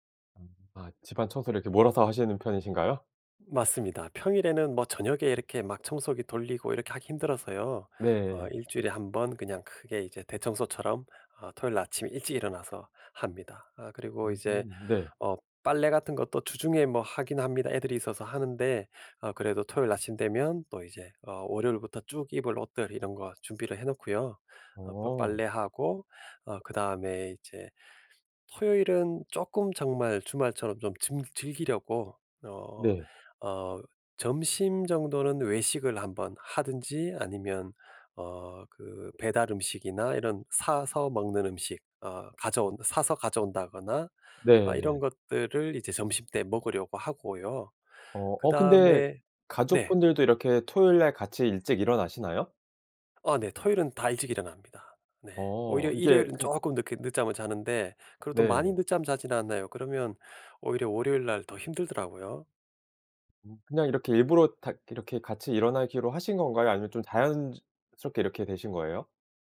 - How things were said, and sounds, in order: other background noise
- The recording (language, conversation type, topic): Korean, podcast, 주말을 알차게 보내는 방법은 무엇인가요?